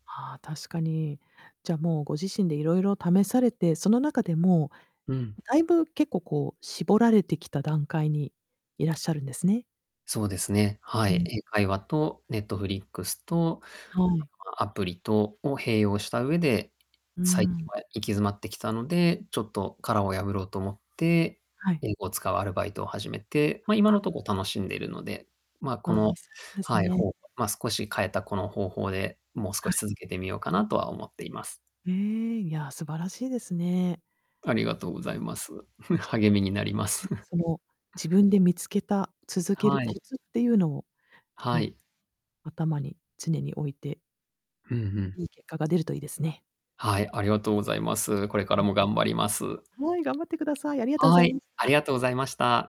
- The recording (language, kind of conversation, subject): Japanese, podcast, 物事を長く続けるためのコツはありますか？
- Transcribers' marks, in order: distorted speech; static; mechanical hum; laughing while speaking: "励みになります"; other background noise